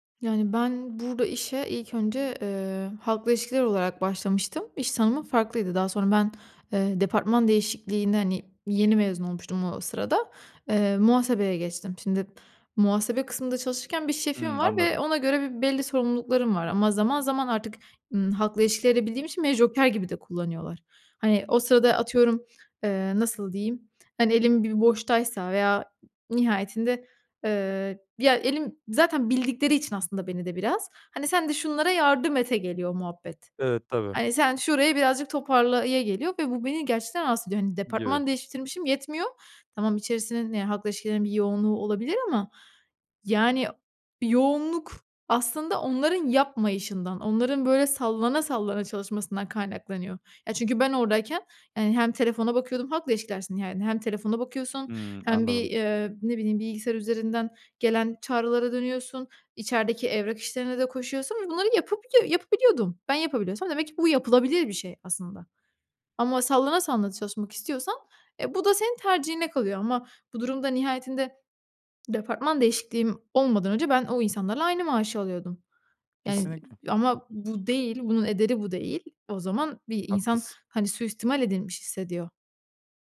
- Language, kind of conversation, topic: Turkish, advice, İş yerinde sürekli ulaşılabilir olmanız ve mesai dışında da çalışmanız sizden bekleniyor mu?
- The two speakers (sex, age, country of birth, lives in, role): female, 25-29, Turkey, Italy, user; male, 25-29, Turkey, Netherlands, advisor
- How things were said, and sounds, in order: tapping; other background noise; swallow; other street noise; "suistimal" said as "süistimal"